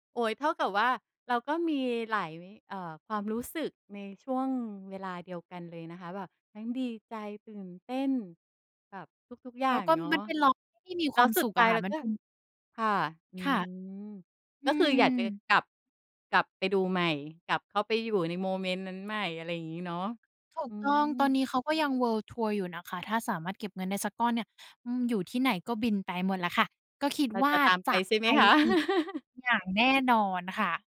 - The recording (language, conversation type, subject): Thai, podcast, คอนเสิร์ตที่คุณประทับใจที่สุดเป็นยังไงบ้าง?
- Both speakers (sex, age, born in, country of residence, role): female, 20-24, Thailand, Thailand, guest; female, 45-49, Thailand, Thailand, host
- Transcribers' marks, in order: tapping; in English: "เวิลด์ทัวร์"; laugh